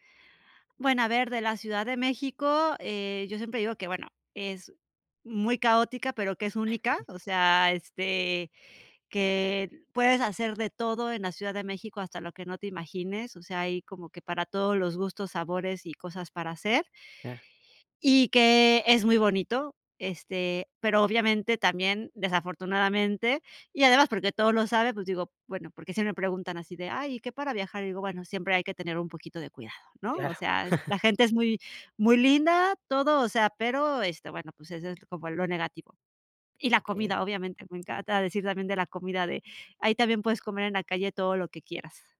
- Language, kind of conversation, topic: Spanish, podcast, ¿Qué significa para ti decir que eres de algún lugar?
- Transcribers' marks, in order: other background noise; chuckle